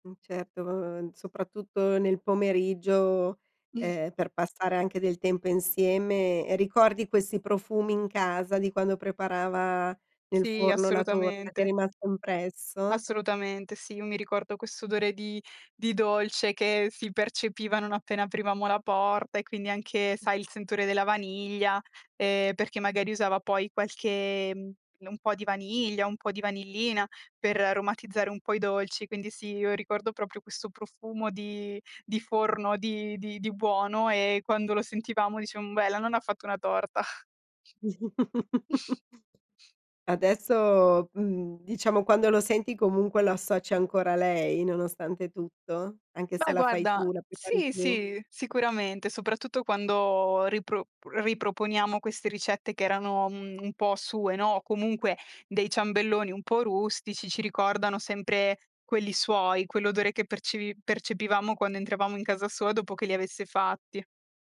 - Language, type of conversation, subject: Italian, podcast, Quale piatto ti fa tornare in mente tua nonna?
- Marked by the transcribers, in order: chuckle; chuckle